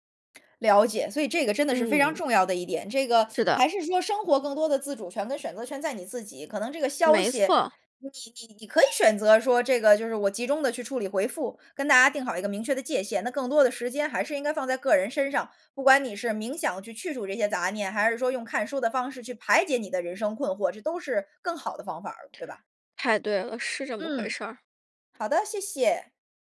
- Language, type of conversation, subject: Chinese, podcast, 如何在通勤途中练习正念？
- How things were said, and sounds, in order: other background noise; teeth sucking